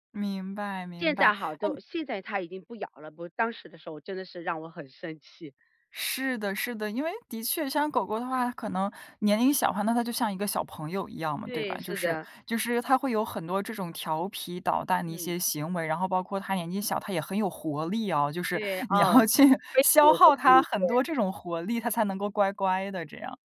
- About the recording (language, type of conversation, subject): Chinese, podcast, 你能分享一下你养宠物的故事和体会吗？
- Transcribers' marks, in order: laughing while speaking: "你要去"